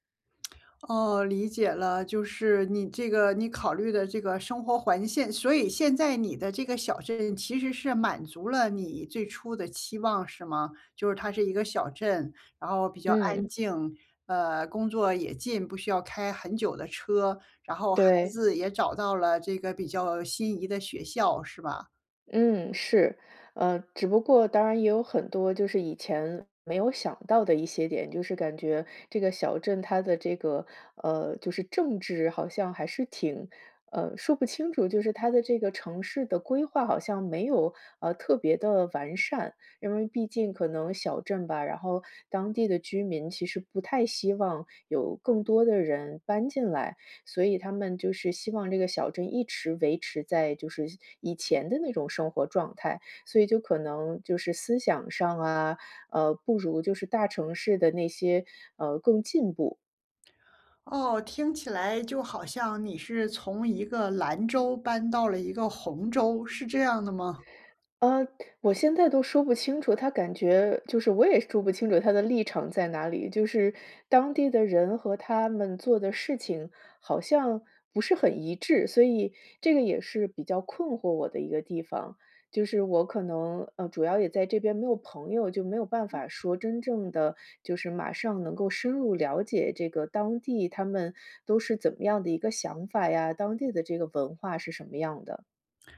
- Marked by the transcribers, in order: lip smack; "环境" said as "环现"; tapping; other noise
- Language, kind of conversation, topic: Chinese, advice, 如何适应生活中的重大变动？